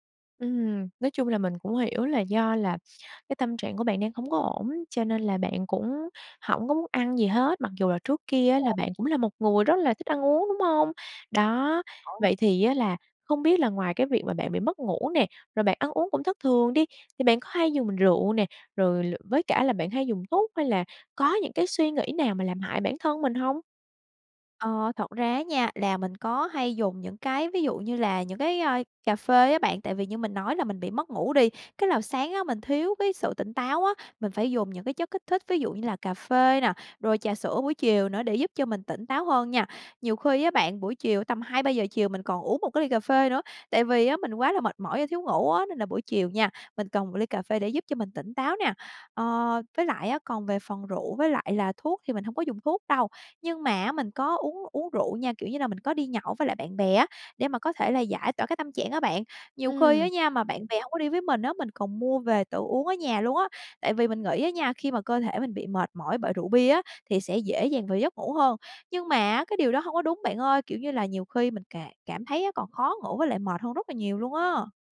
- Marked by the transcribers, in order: other background noise; tapping
- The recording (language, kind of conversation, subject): Vietnamese, advice, Bạn đang bị mất ngủ và ăn uống thất thường vì đau buồn, đúng không?